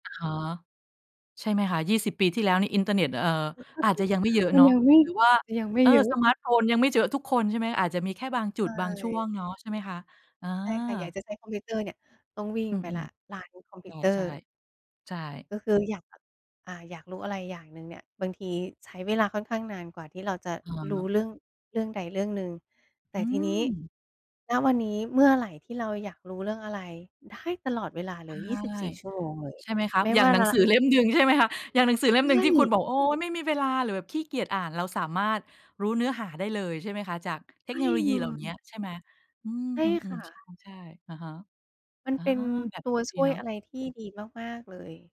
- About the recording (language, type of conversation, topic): Thai, podcast, คุณมักหาแรงบันดาลใจมาจากที่ไหนบ้าง?
- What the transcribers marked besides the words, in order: chuckle